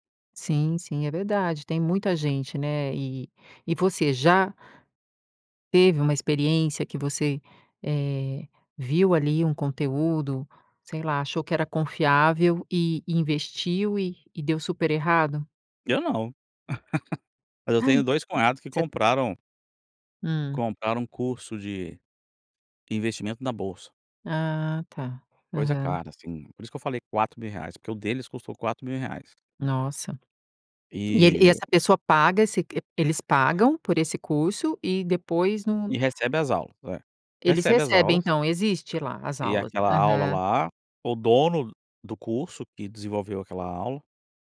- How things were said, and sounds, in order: giggle
- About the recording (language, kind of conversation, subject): Portuguese, podcast, O que faz um conteúdo ser confiável hoje?